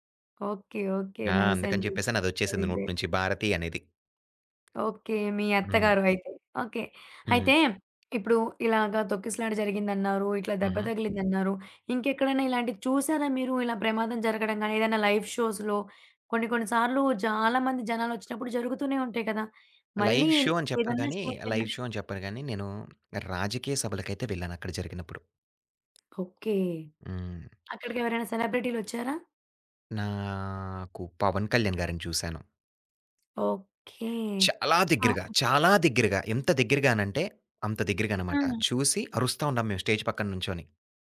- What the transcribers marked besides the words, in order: in English: "వెరీ గ్రేట్"; tapping; in English: "లైవ్ షోస్‌లో"; in English: "లైవ్ షో"; in English: "షోకెళ్లినప్"; in English: "లైవ్ షో"; other background noise; drawn out: "నాకు"; in English: "స్టేజ్"
- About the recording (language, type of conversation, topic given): Telugu, podcast, ప్రత్యక్ష కార్యక్రమానికి వెళ్లేందుకు మీరు చేసిన ప్రయాణం గురించి ఒక కథ చెప్పగలరా?